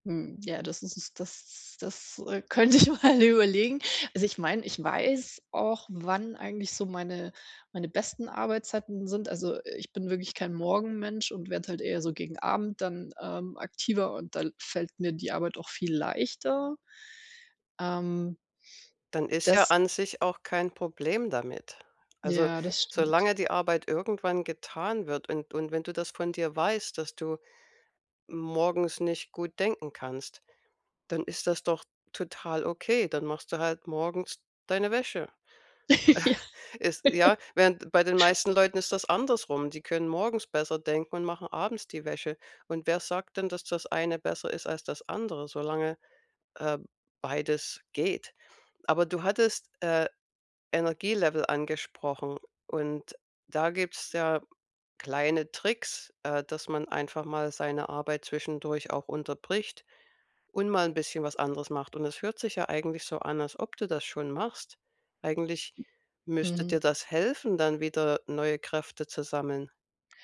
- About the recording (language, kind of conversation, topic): German, advice, Wie kann ich mein Energielevel über den Tag hinweg stabil halten und optimieren?
- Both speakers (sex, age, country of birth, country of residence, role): female, 40-44, Germany, United States, user; female, 55-59, Germany, United States, advisor
- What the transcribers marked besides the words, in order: laughing while speaking: "könnte ich mal überlegen"; other background noise; chuckle; laughing while speaking: "Ja"; chuckle